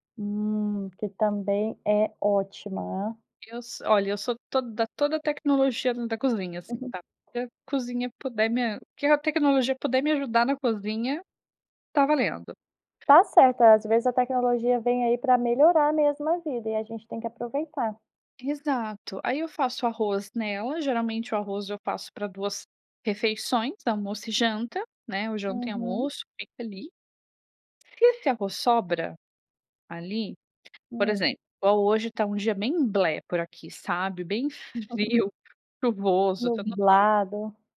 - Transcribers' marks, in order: tapping; laugh
- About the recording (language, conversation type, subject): Portuguese, podcast, Que dicas você dá para reduzir o desperdício de comida?